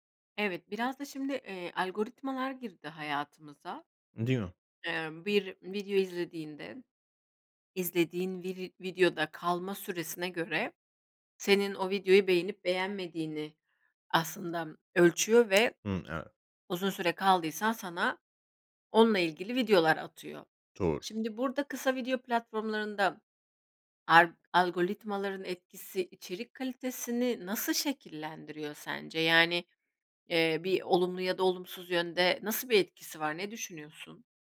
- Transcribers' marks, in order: tapping
- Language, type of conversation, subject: Turkish, podcast, Kısa videolar, uzun formatlı içerikleri nasıl geride bıraktı?